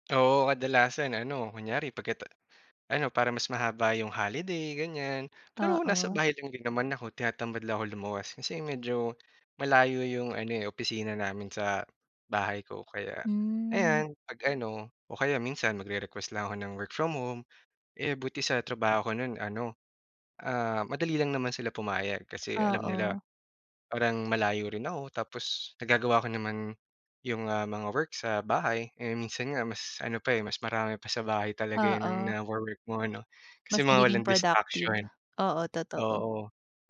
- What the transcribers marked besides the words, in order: none
- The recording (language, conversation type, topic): Filipino, podcast, Paano mo pinamamahalaan ang stress sa trabaho?